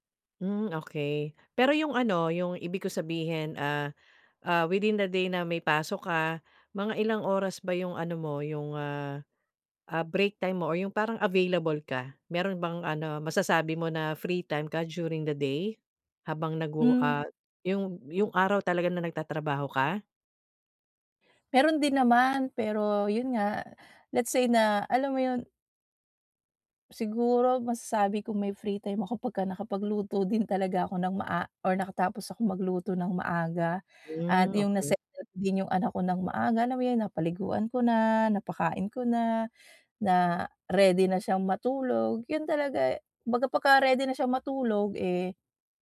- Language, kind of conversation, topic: Filipino, advice, Paano ako makakahanap ng oras para sa mga hilig ko?
- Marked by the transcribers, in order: laughing while speaking: "din talaga ako"; other background noise; drawn out: "Hmm"; unintelligible speech